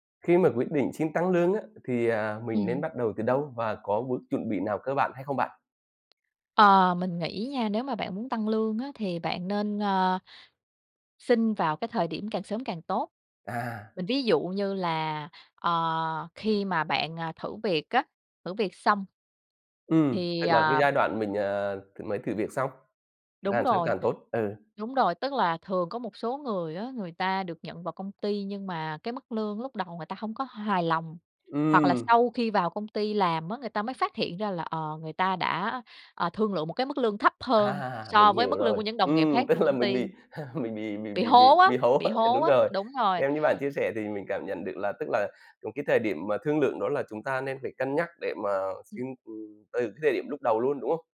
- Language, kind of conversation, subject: Vietnamese, podcast, Làm sao để xin tăng lương mà không ngượng?
- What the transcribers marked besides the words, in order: tapping; laughing while speaking: "À"; laughing while speaking: "mình bị mình bị"; laughing while speaking: "hố"; other background noise